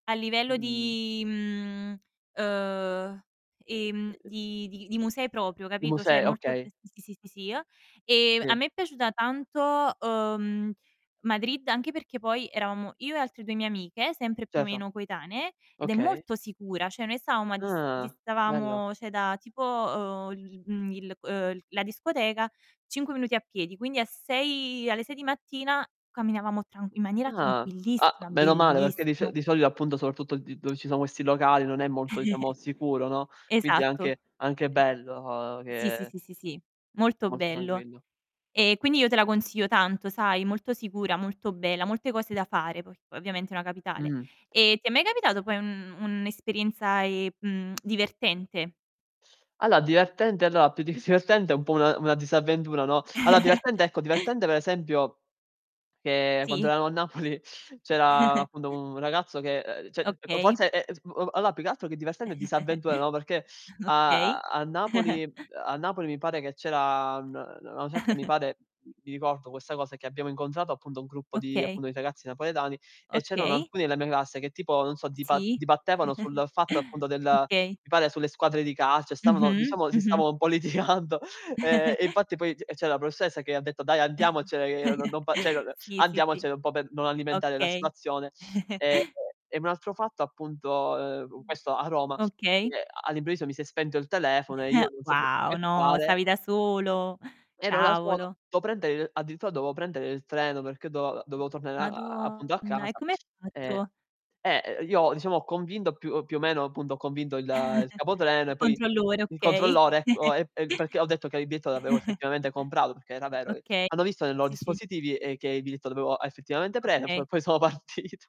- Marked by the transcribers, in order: static; distorted speech; "proprio" said as "propio"; other noise; "Cioè" said as "ceh"; unintelligible speech; tapping; "Cioè" said as "ceh"; "cioè" said as "ceh"; background speech; "appunto" said as "appundo"; chuckle; "tranquillo" said as "tranguillo"; tsk; laughing while speaking: "divertente"; giggle; laughing while speaking: "Napoli"; other background noise; chuckle; "appunto" said as "appundo"; "cioè" said as "ceh"; unintelligible speech; chuckle; chuckle; chuckle; "appunto" said as "appundo"; chuckle; "appunto" said as "appundo"; laughing while speaking: "litigando"; chuckle; chuckle; "cioè" said as "ceh"; chuckle; chuckle; "appunto" said as "appundo"; "convinto" said as "convindo"; "appunto" said as "appundo"; chuckle; chuckle; "comprato" said as "combrado"; laughing while speaking: "partito"
- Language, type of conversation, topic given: Italian, unstructured, Qual è il viaggio più bello che hai fatto finora?